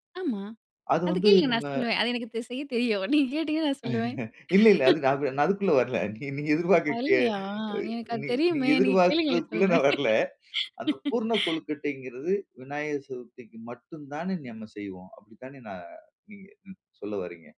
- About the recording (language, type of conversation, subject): Tamil, podcast, பண்டிகை நாட்களில் மட்டும் சாப்பிடும் உணவைப் பற்றிய நினைவு உங்களுக்குண்டா?
- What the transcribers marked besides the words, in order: laughing while speaking: "அது எனக்கு செய்ய தெரியும் நீங்க கேட்டீங்கன்னா நான் சொல்லுவேன்"; chuckle; laughing while speaking: "நீ எதிர்பாரக்ககு அ நீ நீங்க எதிர்பார்க்கிறதுக்குள்ள நான் வரல"; laughing while speaking: "நீ கேளுங்களே சொல்றேன்"; laugh; "நம்ம" said as "நெம்மா"